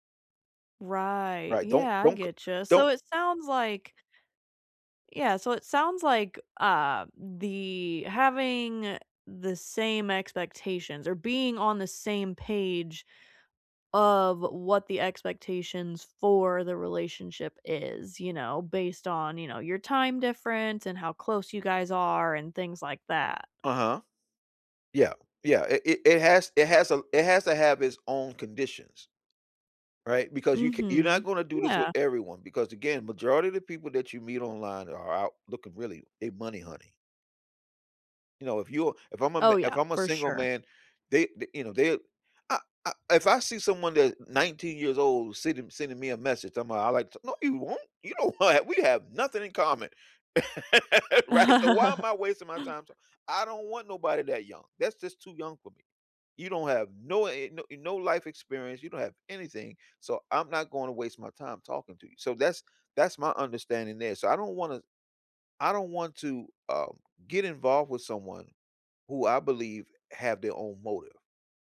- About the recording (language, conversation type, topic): English, unstructured, How can I keep a long-distance relationship feeling close without constant check-ins?
- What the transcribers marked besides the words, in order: laughing while speaking: "don't want"; stressed: "nothing"; laugh